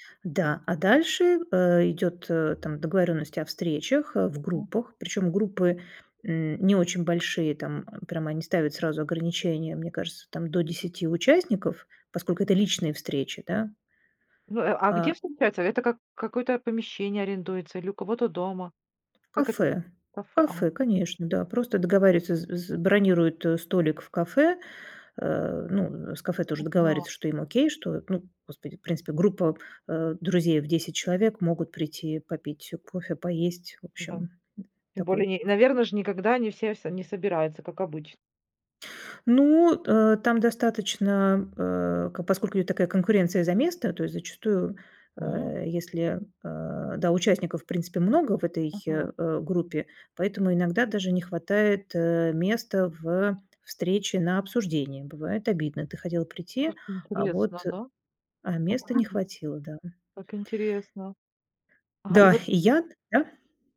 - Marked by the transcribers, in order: other noise; tapping; unintelligible speech; other background noise; unintelligible speech
- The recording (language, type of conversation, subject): Russian, podcast, Как понять, что ты наконец нашёл своё сообщество?